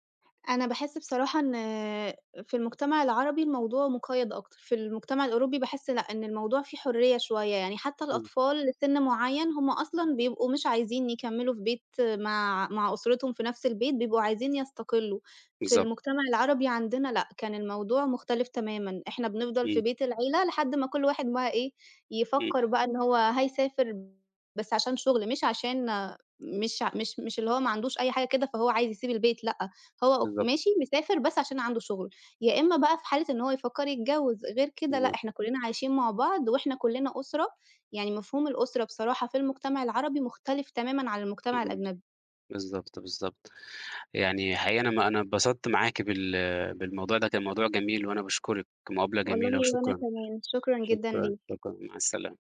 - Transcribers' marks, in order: unintelligible speech
- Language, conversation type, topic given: Arabic, podcast, إزاي بتوازن بين الشغل وحياتك الشخصية؟